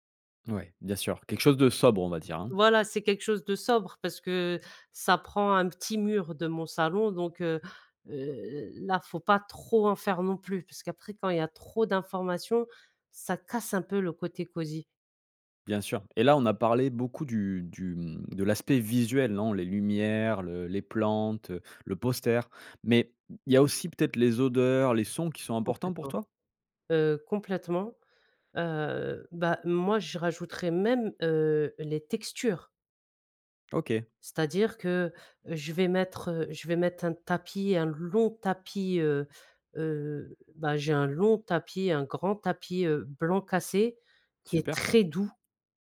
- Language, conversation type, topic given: French, podcast, Comment créer une ambiance cosy chez toi ?
- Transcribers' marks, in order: stressed: "très doux"